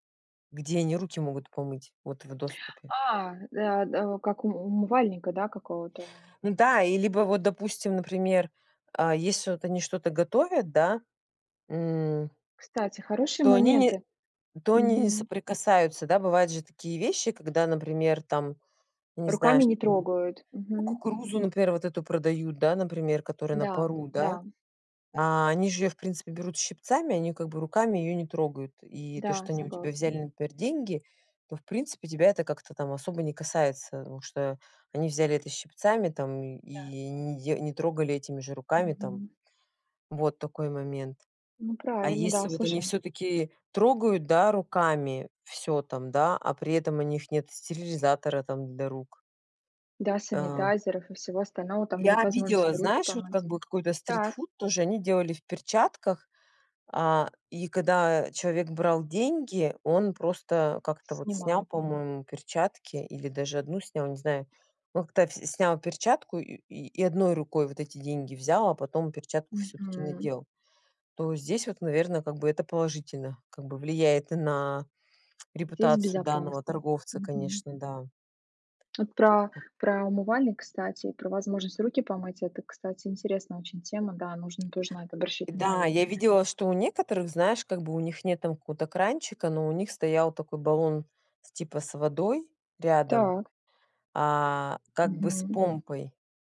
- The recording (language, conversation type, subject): Russian, unstructured, Что вас больше всего отталкивает в уличной еде?
- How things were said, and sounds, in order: tapping; "когда" said as "када"